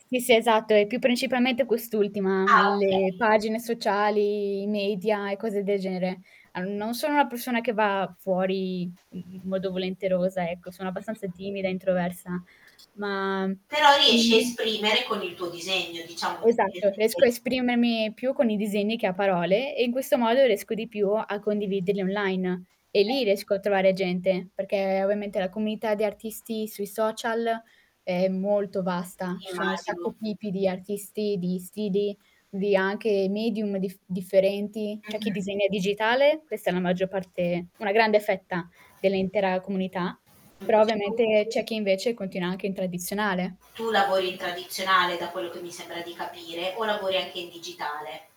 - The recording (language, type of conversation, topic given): Italian, podcast, Come trasformi un’esperienza personale in qualcosa di creativo?
- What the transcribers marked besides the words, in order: static; distorted speech; other background noise; unintelligible speech; unintelligible speech